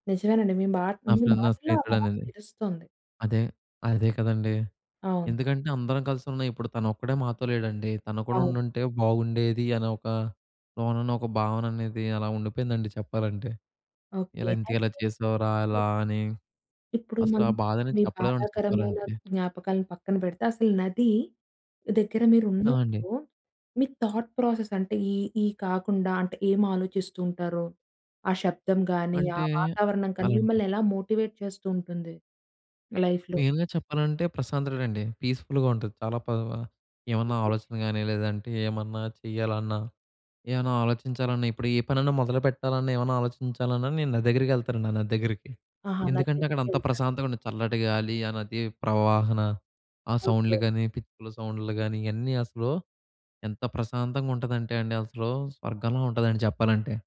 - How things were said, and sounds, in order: other background noise; in English: "ఆఫ్టర్‌నూన్"; in English: "థాట్ ప్రాసెస్"; in English: "మోటివేట్"; in English: "లైఫ్‌లో?"; in English: "మెయిన్‌గా"; in English: "పీస్‌ఫుల్‌గా"
- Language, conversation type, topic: Telugu, podcast, నది ఒడ్డున నిలిచినప్పుడు మీకు గుర్తొచ్చిన ప్రత్యేక క్షణం ఏది?